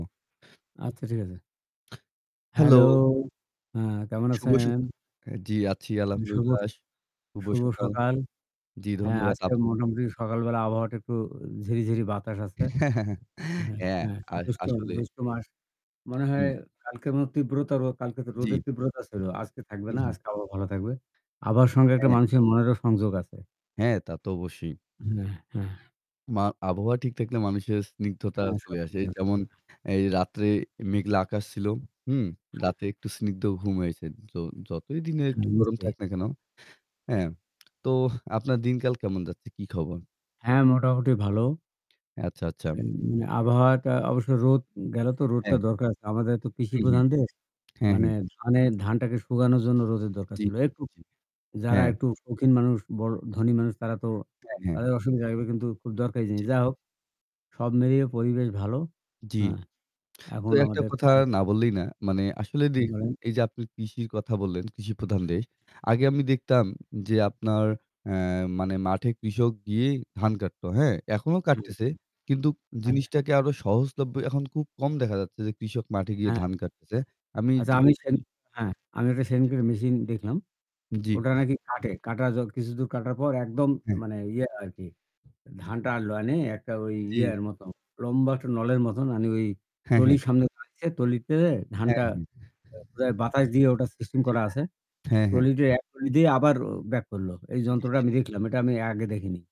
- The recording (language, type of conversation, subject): Bengali, unstructured, আপনার জীবনে প্রযুক্তি কীভাবে আনন্দ এনেছে?
- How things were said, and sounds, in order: other background noise; static; distorted speech; chuckle; tapping; "আবহাওয়ার" said as "আবার"; lip smack; other noise; unintelligible speech; "সেইদিনকে" said as "সেনকে"; "ট্রলির" said as "তলির"; "ট্রলিতে" said as "তলি্তে"